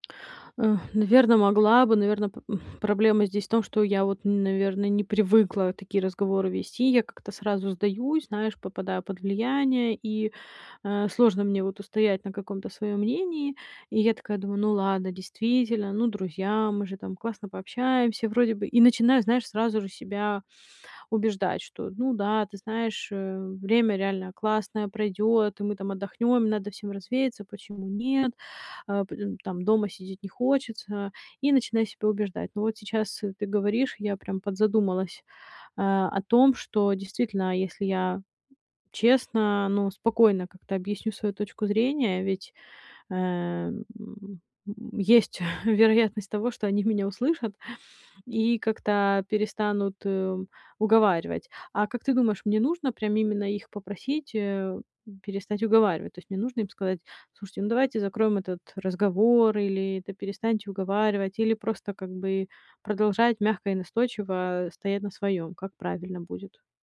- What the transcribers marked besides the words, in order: chuckle
- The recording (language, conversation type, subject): Russian, advice, Как справиться с давлением друзей, которые ожидают, что вы будете тратить деньги на совместные развлечения и подарки?